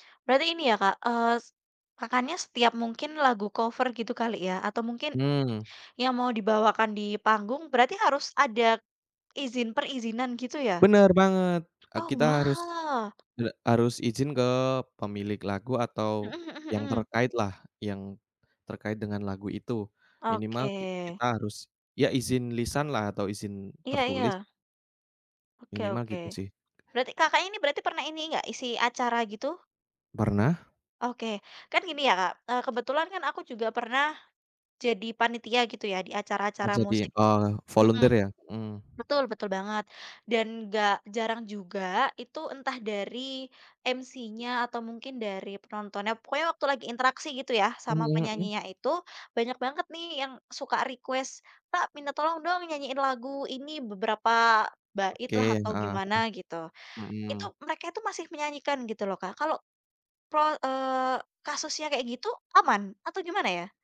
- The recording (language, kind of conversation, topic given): Indonesian, unstructured, Bagaimana pendapatmu tentang plagiarisme di dunia musik dan seni?
- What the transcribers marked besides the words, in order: in English: "cover"; tapping; in English: "volunteer"; in English: "MC-nya"; in English: "request"